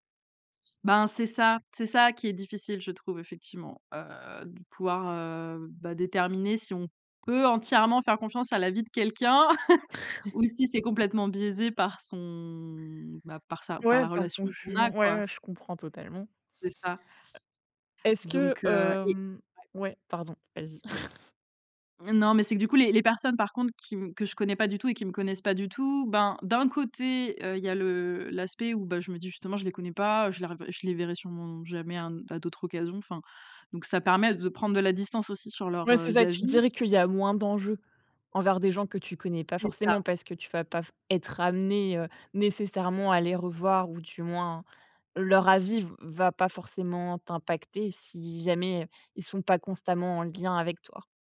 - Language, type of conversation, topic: French, podcast, Comment gères-tu la peur du jugement avant de partager ton travail ?
- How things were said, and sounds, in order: other background noise; stressed: "peut"; chuckle; drawn out: "son"; chuckle